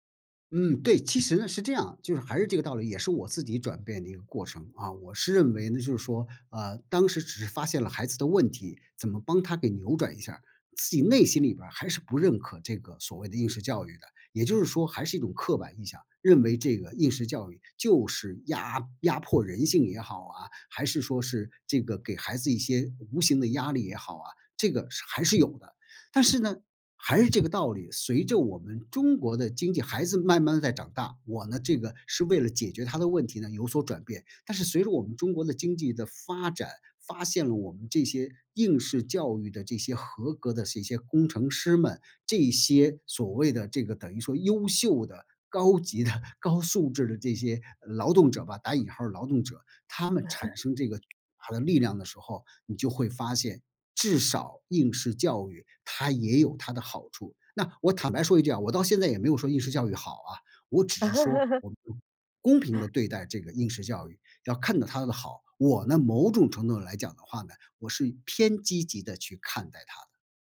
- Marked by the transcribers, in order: tapping; laughing while speaking: "的"; chuckle; laugh; chuckle
- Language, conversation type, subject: Chinese, podcast, 你怎么看待当前的应试教育现象？